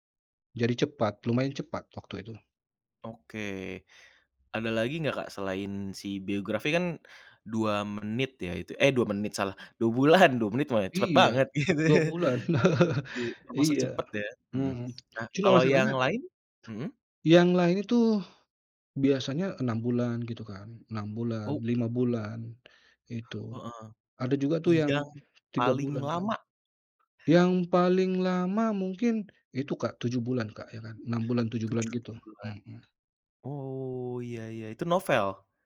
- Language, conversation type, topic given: Indonesian, podcast, Pernahkah kamu mengalami kebuntuan kreatif, dan bagaimana cara mengatasinya?
- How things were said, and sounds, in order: chuckle; laughing while speaking: "Gitu ya"; other background noise